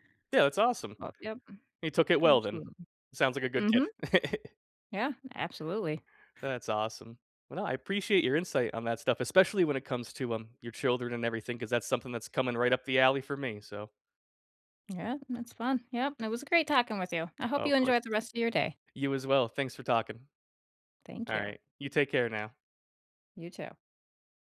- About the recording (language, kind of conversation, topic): English, unstructured, What is a good way to say no without hurting someone’s feelings?
- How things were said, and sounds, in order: chuckle